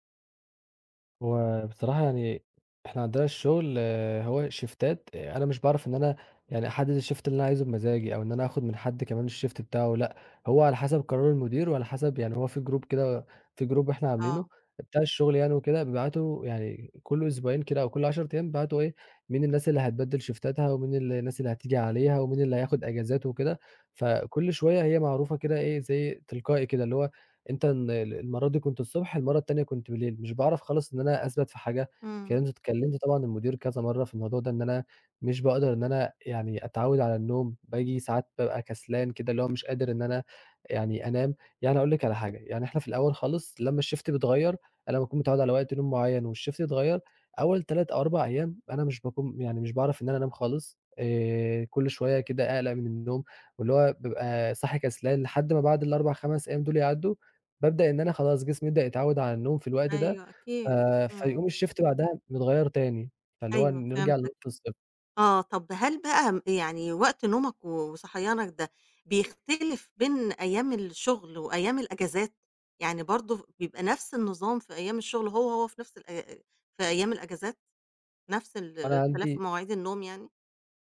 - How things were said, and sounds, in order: in English: "شيفتات"; in English: "الshift"; in English: "الshift"; in English: "Group"; in English: "Group"; in English: "شيفتاتها"; tapping; in English: "الshift"; in English: "والshift"; in English: "الshift"
- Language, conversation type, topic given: Arabic, advice, إزاي أقدر ألتزم بميعاد نوم وصحيان ثابت؟